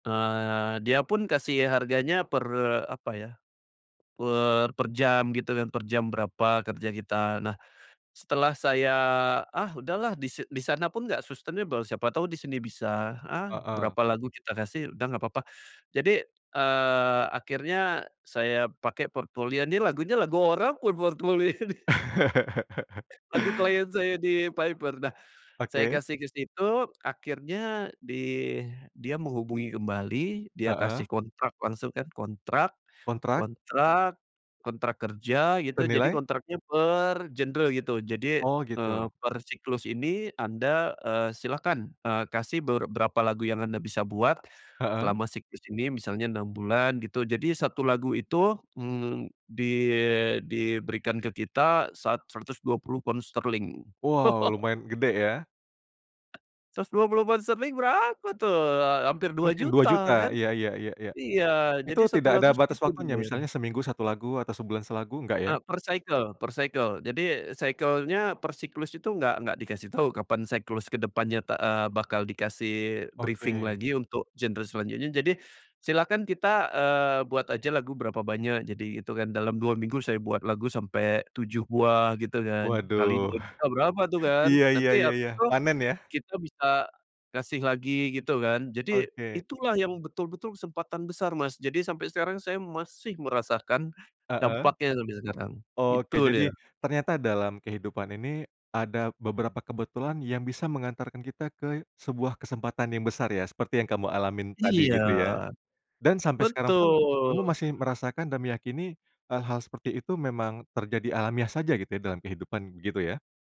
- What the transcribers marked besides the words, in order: in English: "sustainable"; laughing while speaking: "portfolio nih"; laugh; laugh; in English: "per cycle per cycle"; in English: "cycle-nya"; in English: "briefing"; chuckle
- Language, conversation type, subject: Indonesian, podcast, Kapan sebuah kebetulan mengantarkanmu ke kesempatan besar?